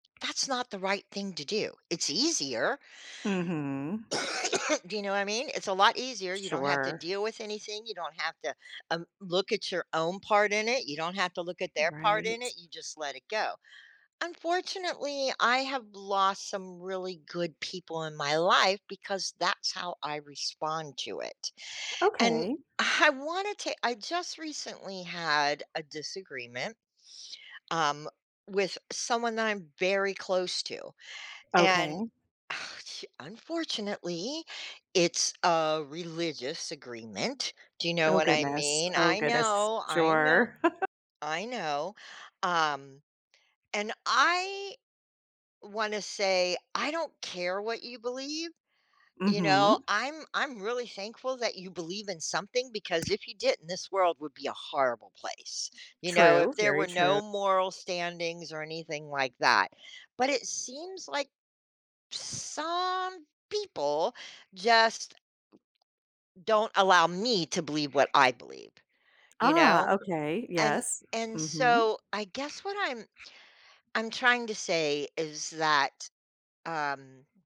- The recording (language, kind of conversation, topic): English, advice, How can I resolve a disagreement with a close friend without damaging our relationship?
- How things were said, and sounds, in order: cough; sigh; laugh; tapping; drawn out: "some"; other background noise